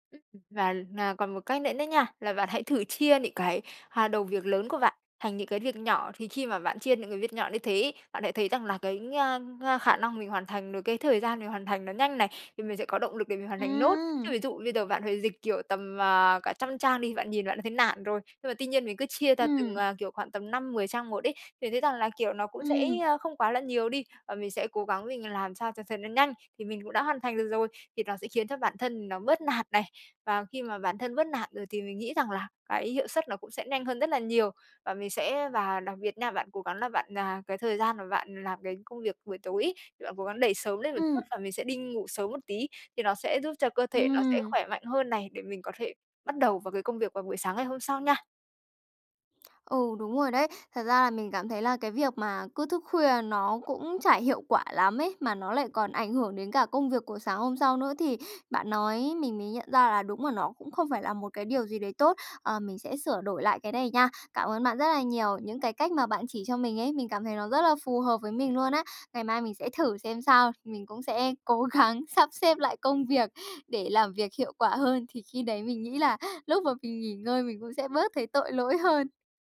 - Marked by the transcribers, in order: tapping; other background noise; laughing while speaking: "gắng"
- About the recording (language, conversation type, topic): Vietnamese, advice, Làm sao tôi có thể nghỉ ngơi mà không cảm thấy tội lỗi khi còn nhiều việc chưa xong?